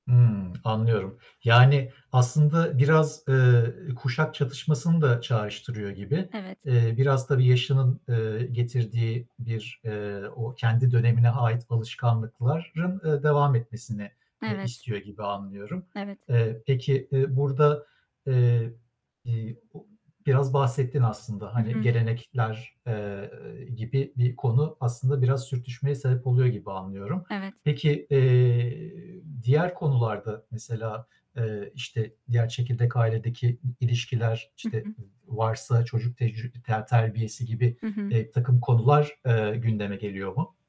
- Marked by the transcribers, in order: tapping; other background noise; siren
- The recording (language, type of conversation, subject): Turkish, podcast, Kayınailenle ilişkileri sağlıklı tutmak mümkün mü ve bunu nasıl yaparsın?